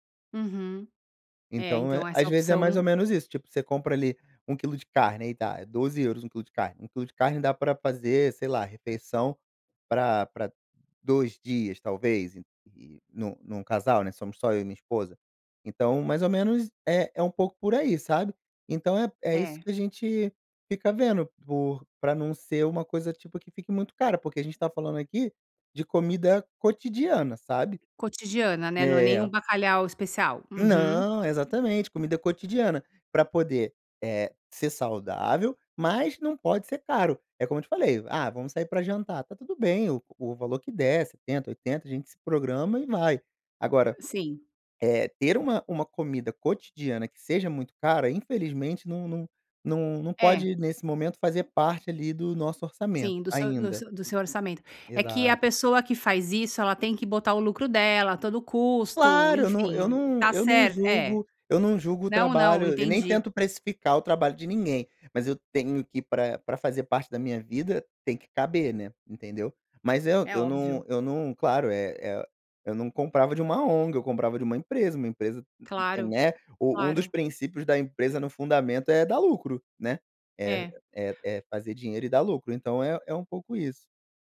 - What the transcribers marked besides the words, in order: other background noise
- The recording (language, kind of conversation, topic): Portuguese, advice, Como equilibrar a praticidade dos alimentos industrializados com a minha saúde no dia a dia?